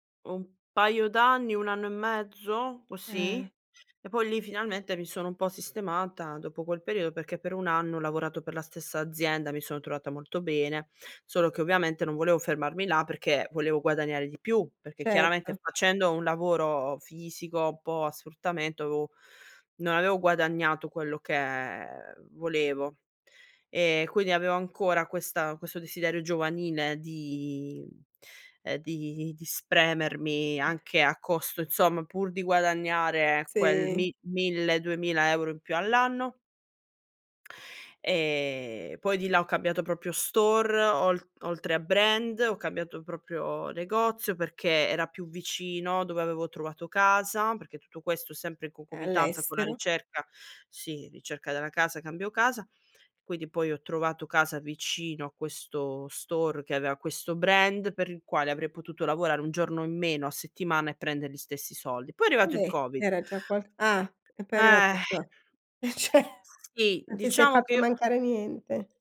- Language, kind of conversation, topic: Italian, podcast, Quali segnali indicano che è ora di cambiare lavoro?
- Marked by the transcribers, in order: "avevo" said as "aveo"; "avevo" said as "aveo"; other background noise; "proprio" said as "propio"; in English: "store"; in English: "store"; sigh; laughing while speaking: "eh ce"